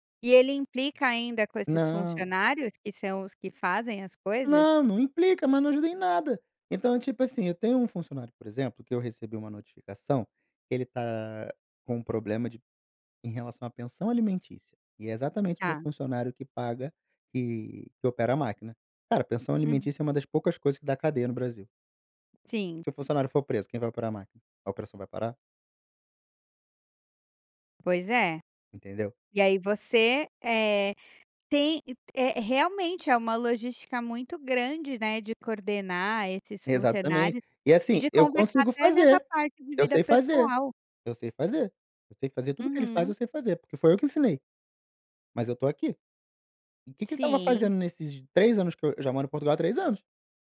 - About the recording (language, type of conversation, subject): Portuguese, advice, Como posso parar de alternar tarefas o tempo todo e ser mais produtivo?
- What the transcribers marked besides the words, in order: tapping